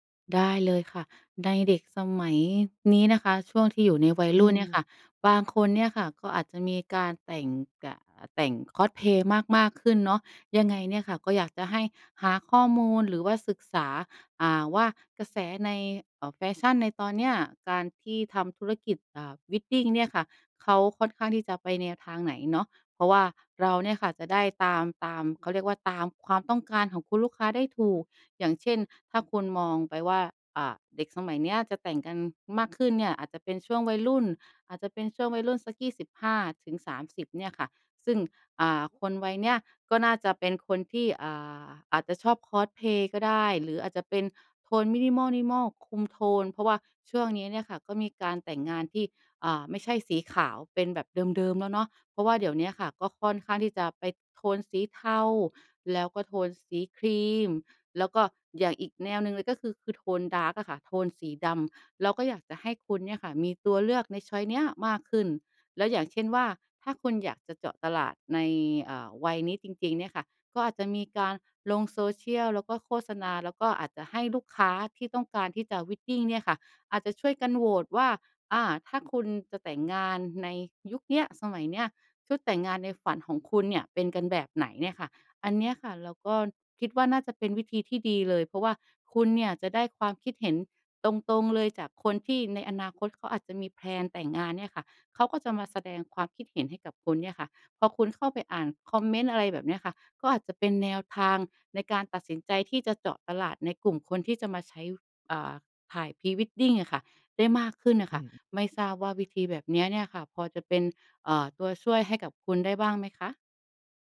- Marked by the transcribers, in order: in English: "Wedding"; in English: "minimal nimal"; in English: "ดาร์ก"; in English: "ชอยซ์"; in English: "Wedding"; in English: "แพลน"
- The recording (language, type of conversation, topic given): Thai, advice, การหาลูกค้าและการเติบโตของธุรกิจ
- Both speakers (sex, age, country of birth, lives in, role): female, 35-39, Thailand, Thailand, advisor; male, 45-49, Thailand, Thailand, user